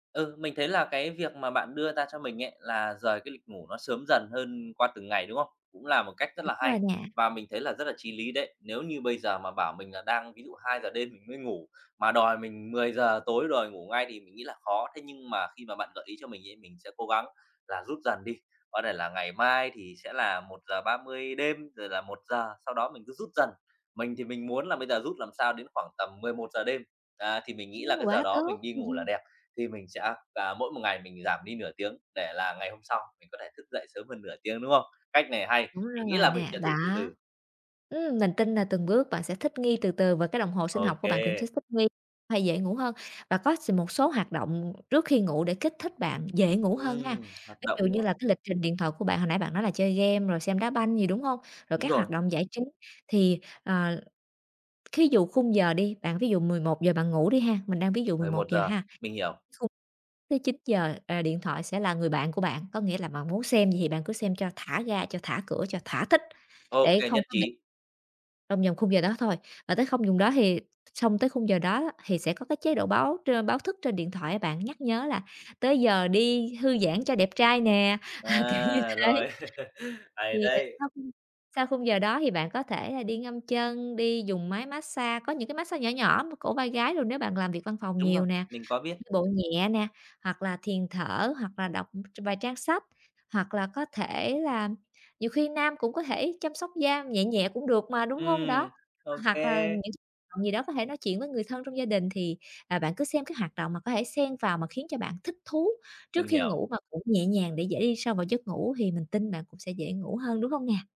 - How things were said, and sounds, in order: chuckle; tapping; chuckle; laughing while speaking: "kiểu như thế"; chuckle
- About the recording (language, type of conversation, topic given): Vietnamese, advice, Làm sao để thay đổi thói quen khi tôi liên tục thất bại?